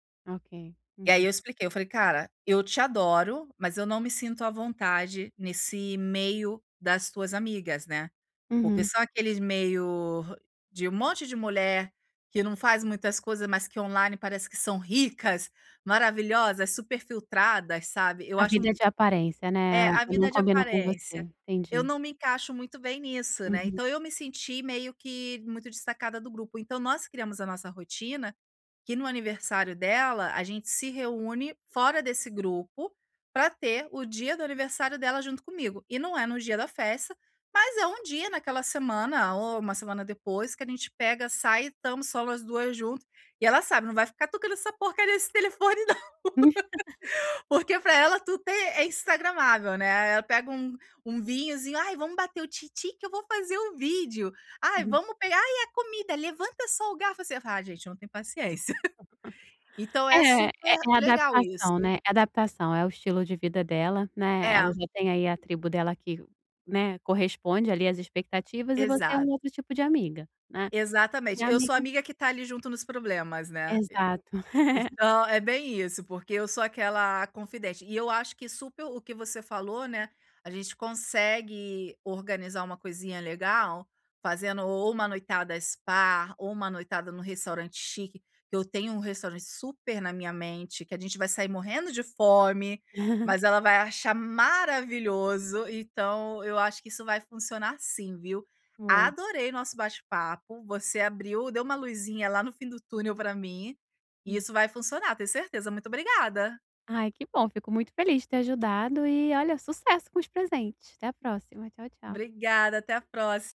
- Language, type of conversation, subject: Portuguese, advice, Como escolher presentes memoráveis sem gastar muito dinheiro?
- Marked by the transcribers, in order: tapping; laugh; chuckle; other background noise; chuckle; chuckle